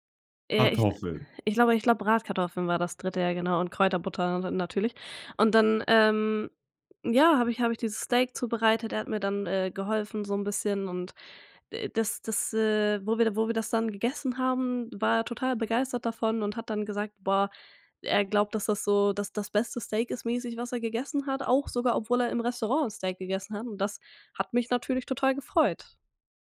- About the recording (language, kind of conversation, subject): German, podcast, Was begeistert dich am Kochen für andere Menschen?
- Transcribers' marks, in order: none